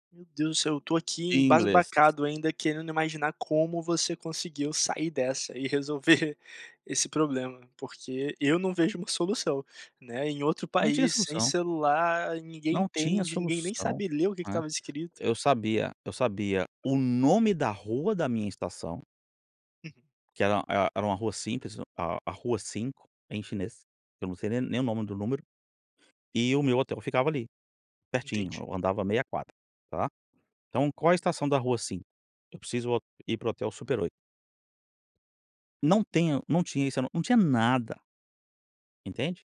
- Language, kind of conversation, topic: Portuguese, podcast, Como a tecnologia já te ajudou ou te atrapalhou quando você se perdeu?
- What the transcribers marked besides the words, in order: chuckle; other noise